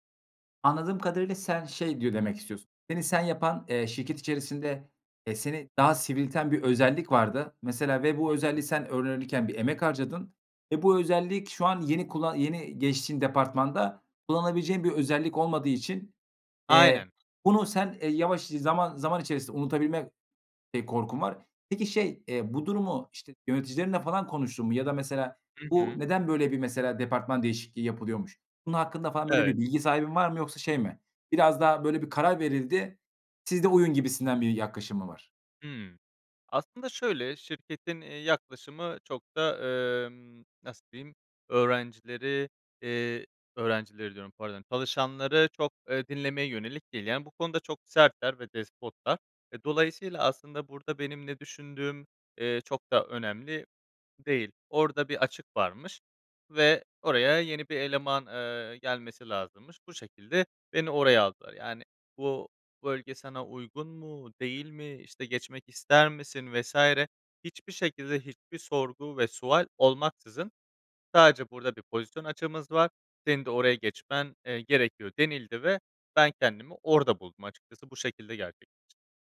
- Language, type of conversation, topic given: Turkish, advice, İş yerinde görev ya da bölüm değişikliği sonrası yeni rolünüze uyum süreciniz nasıl geçti?
- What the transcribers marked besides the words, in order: unintelligible speech; other background noise; tapping